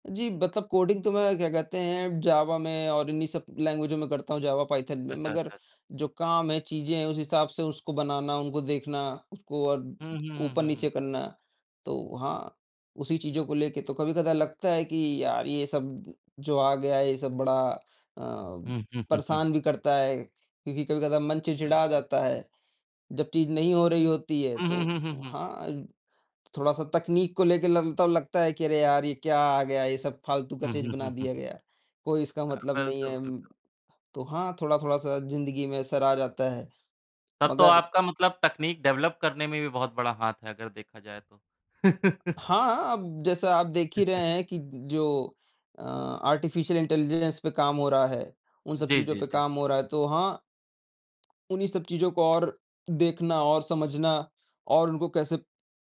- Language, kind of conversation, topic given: Hindi, unstructured, क्या आपको डर है कि तकनीक आपके जीवन को नियंत्रित कर सकती है?
- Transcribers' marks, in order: in English: "डेवलप"; tapping; laugh; chuckle; in English: "आर्टिफ़िशियल इंटेलिजेंस"